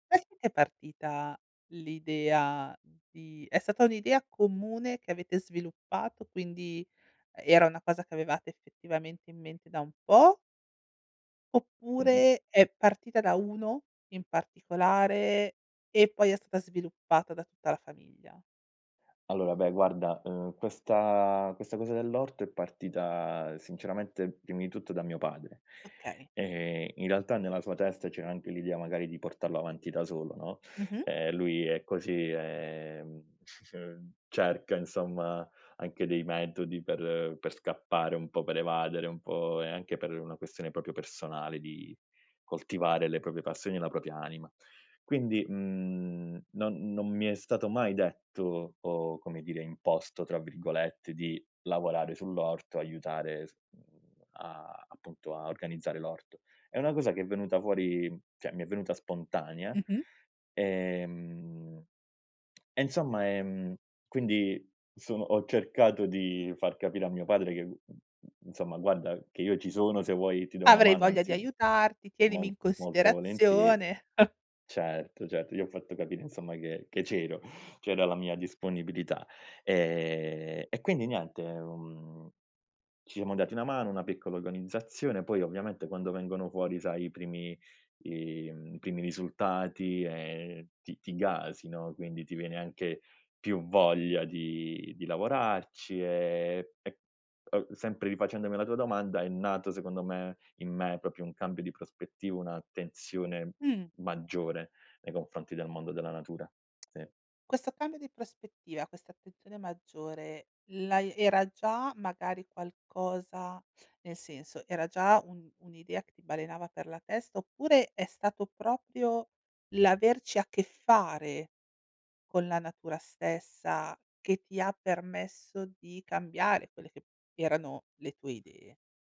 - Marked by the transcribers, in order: chuckle; "proprio" said as "propio"; "proprie" said as "propie"; "propria" said as "propia"; "cioè" said as "ceh"; lip smack; "insomma" said as "nsomma"; chuckle; chuckle; "proprio" said as "propio"; tapping; "proprio" said as "propio"
- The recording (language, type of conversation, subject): Italian, podcast, Qual è un'esperienza nella natura che ti ha fatto cambiare prospettiva?